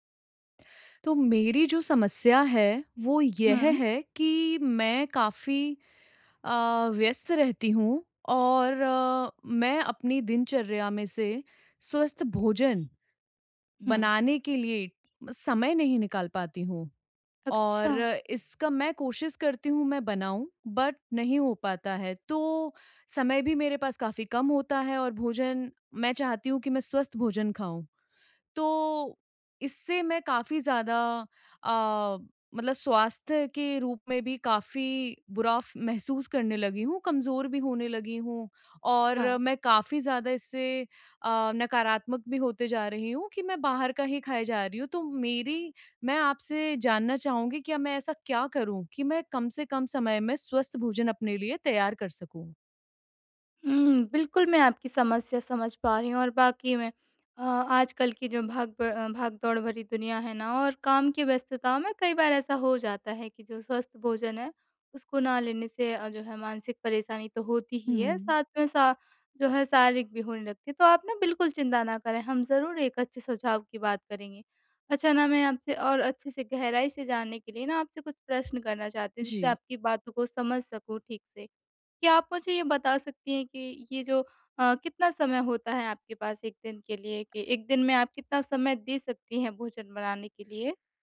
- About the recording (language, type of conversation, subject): Hindi, advice, कम समय में स्वस्थ भोजन कैसे तैयार करें?
- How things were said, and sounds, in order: tapping; other background noise; in English: "बट"